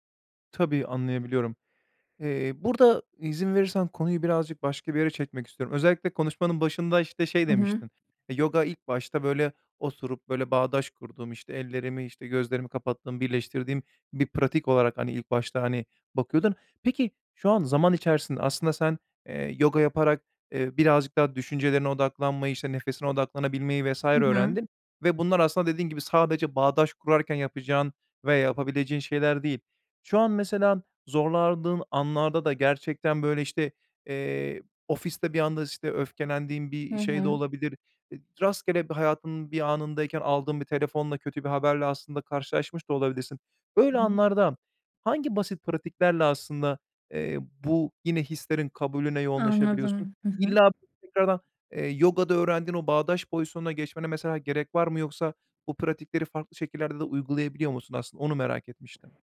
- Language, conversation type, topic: Turkish, podcast, Meditasyon sırasında zihnin dağıldığını fark ettiğinde ne yaparsın?
- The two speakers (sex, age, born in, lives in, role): female, 25-29, Turkey, Hungary, guest; male, 30-34, Turkey, Bulgaria, host
- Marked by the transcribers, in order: unintelligible speech; unintelligible speech